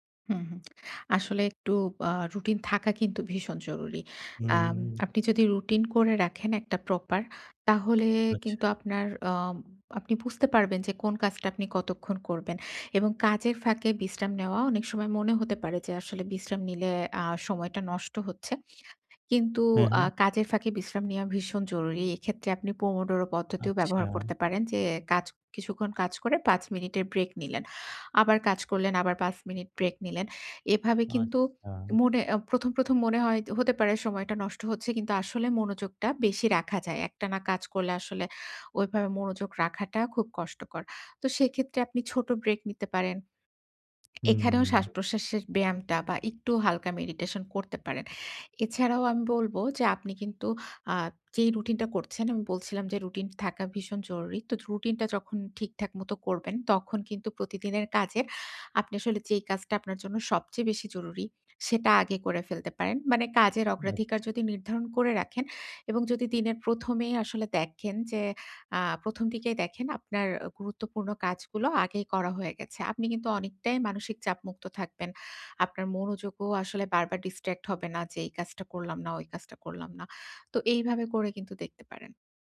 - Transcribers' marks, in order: lip smack; in English: "Pomodoro"; lip smack; in English: "meditation"; in English: "distract"
- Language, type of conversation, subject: Bengali, advice, মানসিক স্পষ্টতা ও মনোযোগ কীভাবে ফিরে পাব?